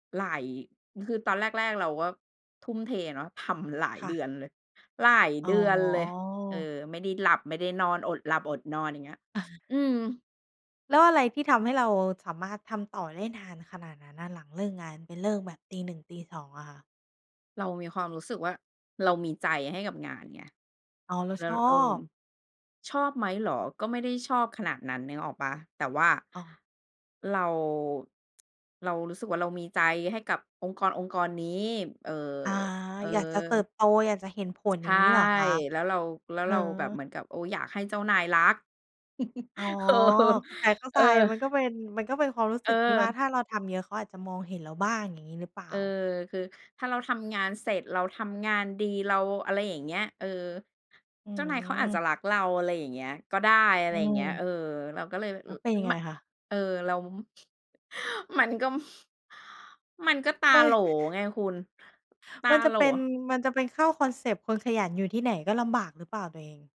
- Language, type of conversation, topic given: Thai, podcast, มีวิธีลดความเครียดหลังเลิกงานอย่างไรบ้าง?
- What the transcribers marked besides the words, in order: chuckle; laughing while speaking: "เออ"; chuckle